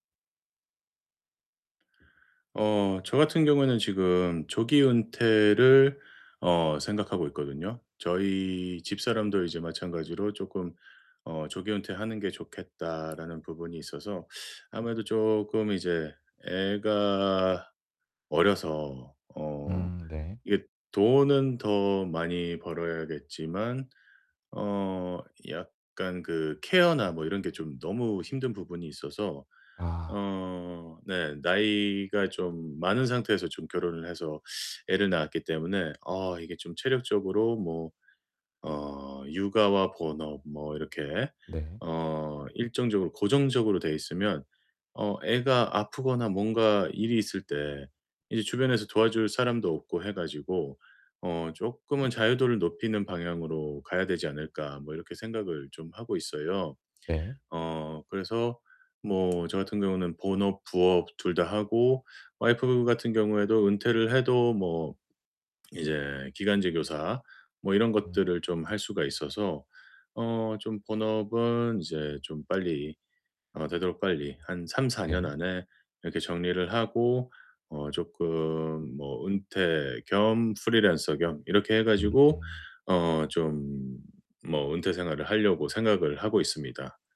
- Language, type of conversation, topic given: Korean, advice, 은퇴를 위한 재정 준비는 언제부터 시작해야 할까요?
- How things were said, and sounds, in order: other background noise; distorted speech